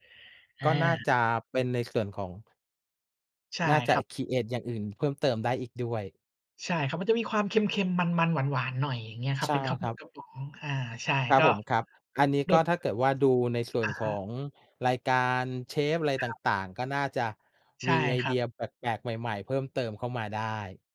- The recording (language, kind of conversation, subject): Thai, unstructured, คุณชอบอาหารประเภทไหนมากที่สุด?
- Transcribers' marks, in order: in English: "ครีเอต"